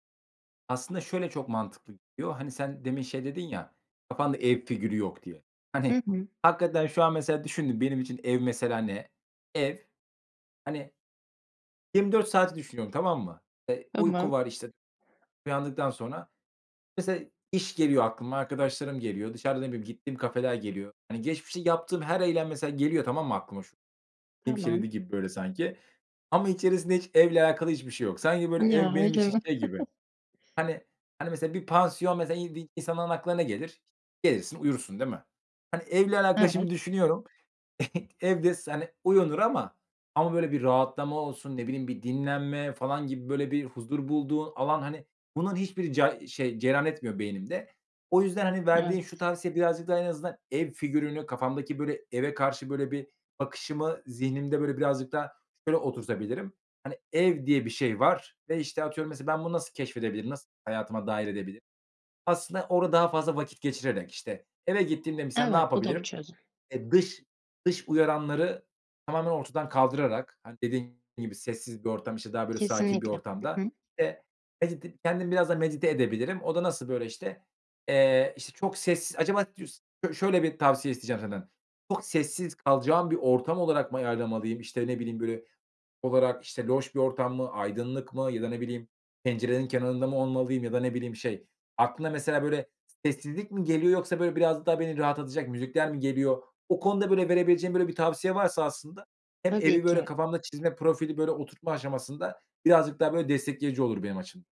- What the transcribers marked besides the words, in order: other background noise; tapping; chuckle; chuckle
- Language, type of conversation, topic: Turkish, advice, Evde dinlenmek ve rahatlamakta neden zorlanıyorum, ne yapabilirim?